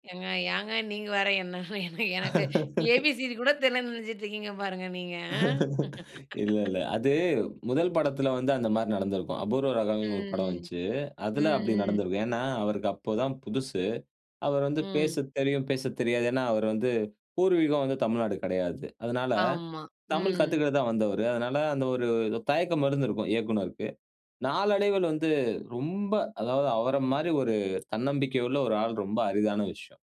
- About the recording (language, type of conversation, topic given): Tamil, podcast, சின்ன வயதில் ரசித்த பாடல் இன்னும் மனதில் ஒலிக்கிறதா?
- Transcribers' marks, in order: laughing while speaking: "என்ன எனக்கு ஏ, பி, சி, டி கூட தெரியலன்னு நெனச்சிட்டுருக்கீங்க பாருங்க, நீங்க"; laugh; laugh